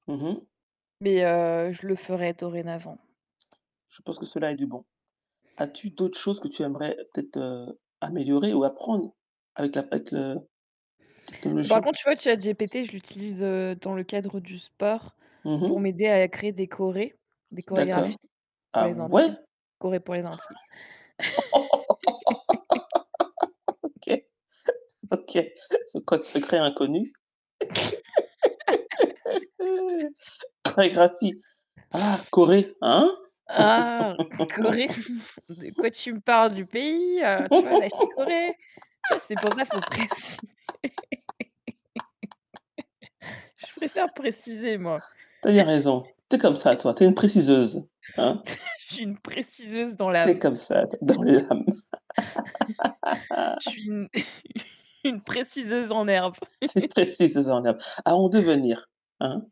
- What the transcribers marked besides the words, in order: tapping; other background noise; "chorégraphie" said as "choré"; "chorégraphie" said as "choré"; laugh; laughing while speaking: "OK"; laugh; chuckle; chuckle; laugh; unintelligible speech; laugh; laughing while speaking: "préciser"; laugh; laugh; chuckle; laugh; chuckle; laugh; distorted speech; unintelligible speech
- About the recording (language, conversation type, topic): French, unstructured, Comment la technologie facilite-t-elle ton apprentissage au quotidien ?